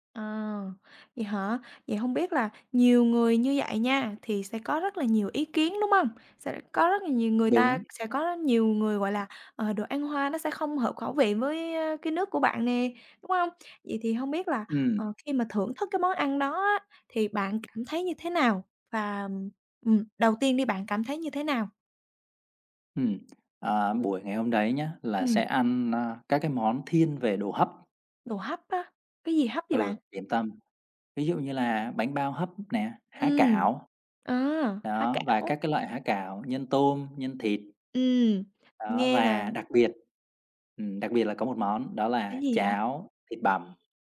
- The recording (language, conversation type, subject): Vietnamese, podcast, Bạn có thể kể về một kỷ niệm ẩm thực đáng nhớ của bạn không?
- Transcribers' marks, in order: tapping; other background noise